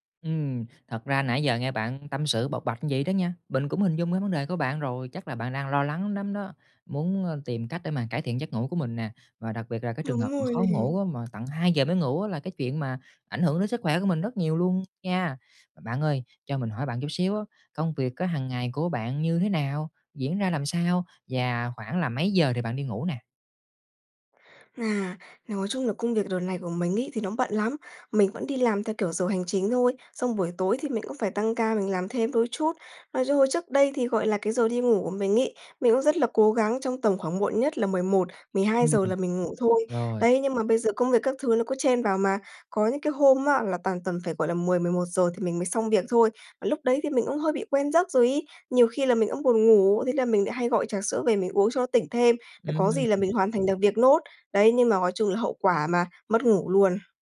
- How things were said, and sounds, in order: tapping
- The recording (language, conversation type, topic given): Vietnamese, advice, Vì sao tôi hay trằn trọc sau khi uống cà phê hoặc rượu vào buổi tối?